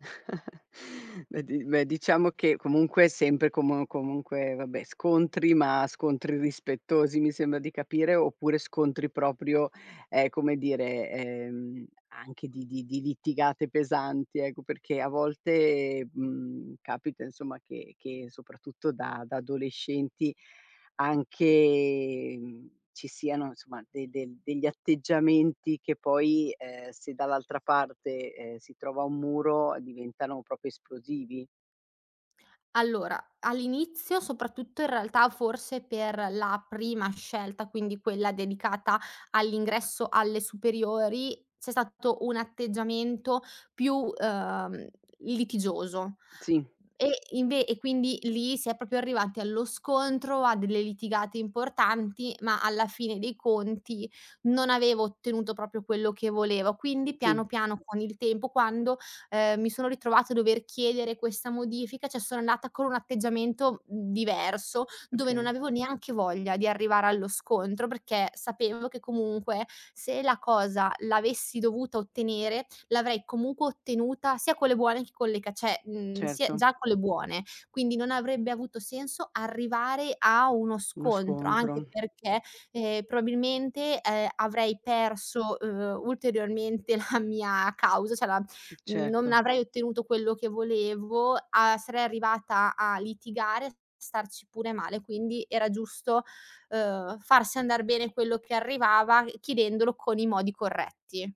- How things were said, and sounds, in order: chuckle; other background noise; "cioè" said as "ceh"; "cioè" said as "ceh"; "probabilmente" said as "proabilmente"; laughing while speaking: "mia"
- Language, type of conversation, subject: Italian, podcast, Quando hai detto “no” per la prima volta, com’è andata?